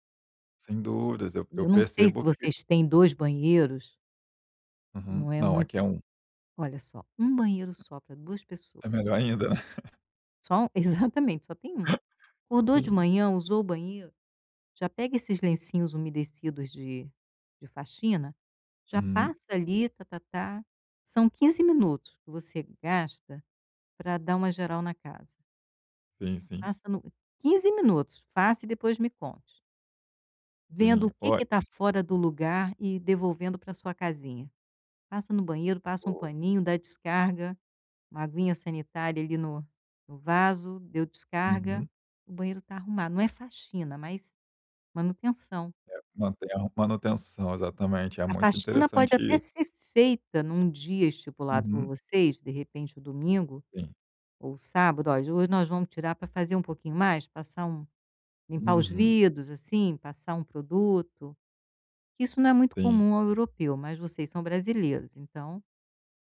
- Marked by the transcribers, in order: tapping; chuckle
- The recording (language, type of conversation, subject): Portuguese, advice, Como podemos definir papéis claros e dividir as tarefas para destravar o trabalho criativo?